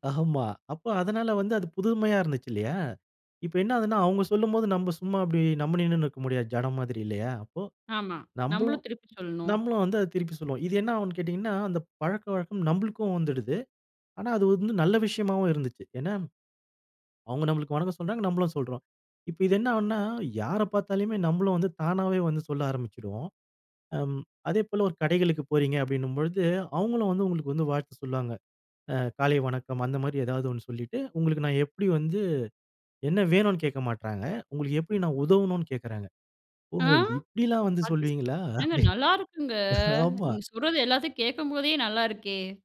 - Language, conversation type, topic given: Tamil, podcast, புதிய நாட்டில் பழக்கங்களுக்கு நீங்கள் எப்படி ஒத்துப் பழகினீர்கள்?
- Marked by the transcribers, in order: laughing while speaking: "ஆமா"; surprised: "ஆ!"; laughing while speaking: "சொல்வீங்களா?அப்படி, ஆமா"